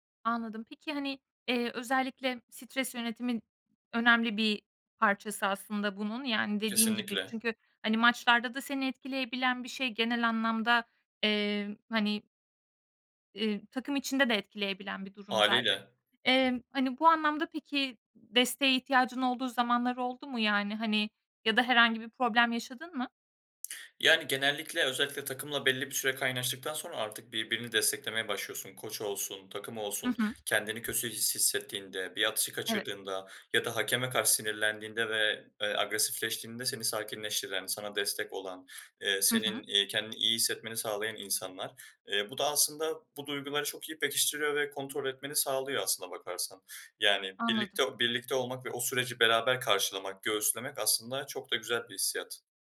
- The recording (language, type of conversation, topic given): Turkish, podcast, Hobiniz sizi kişisel olarak nasıl değiştirdi?
- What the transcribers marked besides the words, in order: tapping